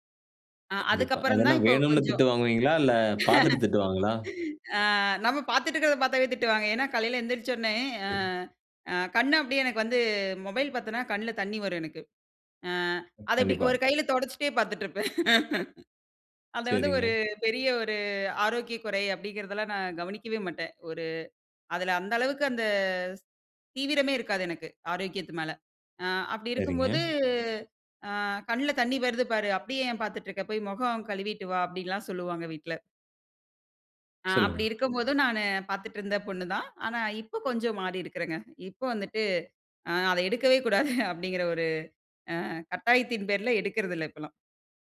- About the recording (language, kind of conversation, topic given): Tamil, podcast, எழுந்ததும் உடனே தொலைபேசியைப் பார்க்கிறீர்களா?
- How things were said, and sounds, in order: laugh; laughing while speaking: "ஆ, அத இப்பிடி ஒரு கையில தொடச்சிட்டே பாத்துட்ருப்பேன்"; other noise; tapping; chuckle